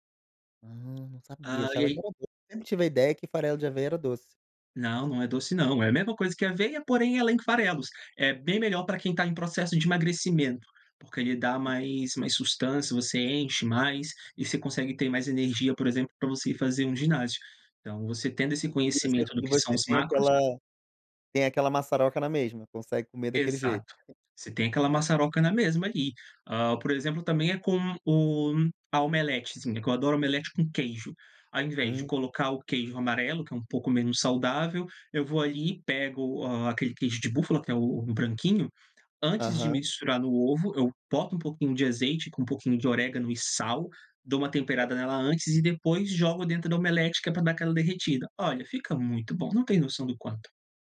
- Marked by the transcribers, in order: tapping; other background noise; unintelligible speech
- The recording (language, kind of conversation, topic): Portuguese, podcast, Como você equilibra comida gostosa e alimentação saudável?